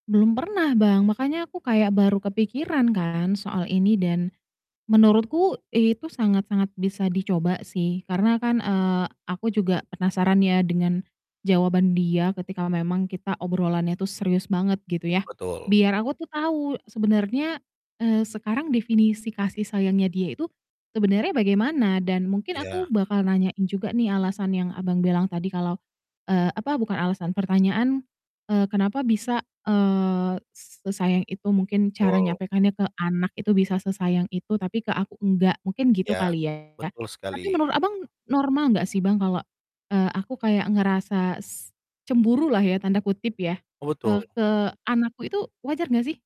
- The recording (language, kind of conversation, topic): Indonesian, advice, Bagaimana jika pasangan saya kurang menunjukkan kasih sayang?
- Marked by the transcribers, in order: distorted speech; tapping